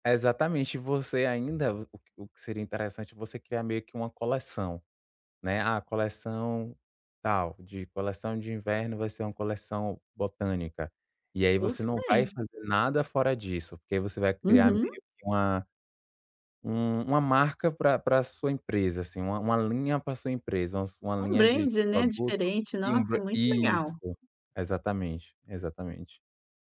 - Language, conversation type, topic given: Portuguese, advice, Como posso encontrar novas fontes de inspiração para criar coisas?
- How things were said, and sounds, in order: in English: "brand"